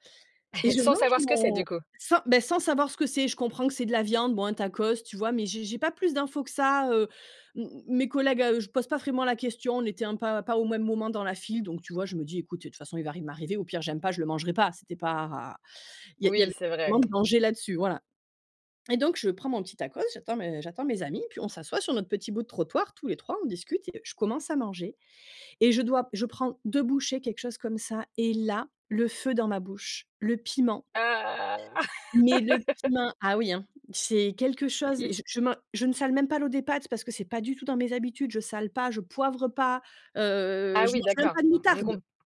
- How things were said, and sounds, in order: chuckle; other background noise; drawn out: "pas"; tapping; drawn out: "Ah !"; laugh
- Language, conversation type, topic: French, podcast, Peux-tu raconter une expérience culinaire locale inoubliable ?